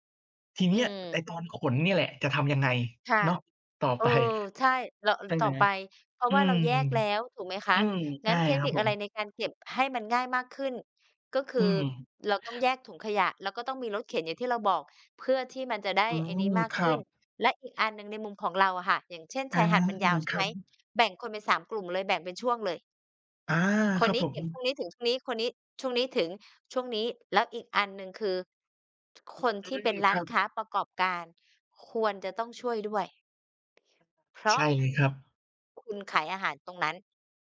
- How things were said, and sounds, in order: other background noise; tapping
- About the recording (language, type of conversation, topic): Thai, unstructured, ถ้าได้ชวนกันไปช่วยทำความสะอาดชายหาด คุณจะเริ่มต้นอย่างไร?